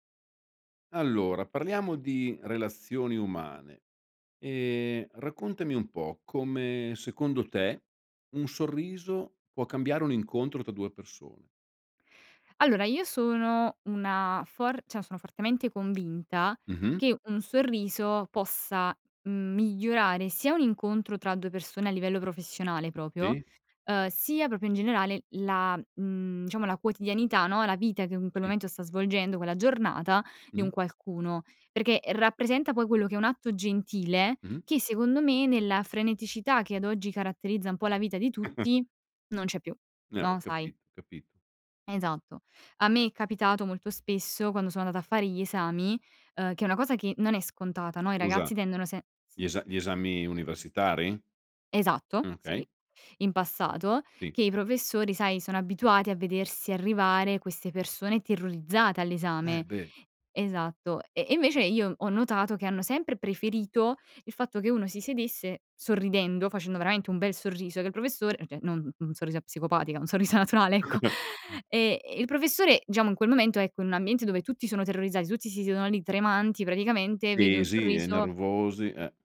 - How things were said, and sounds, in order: "cioè" said as "ceh"; chuckle; "okay" said as "kay"; "cioè" said as "ceh"; laughing while speaking: "un sorriso naturale, ecco"; inhale; chuckle; "diciamo" said as "giamo"
- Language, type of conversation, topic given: Italian, podcast, Come può un sorriso cambiare un incontro?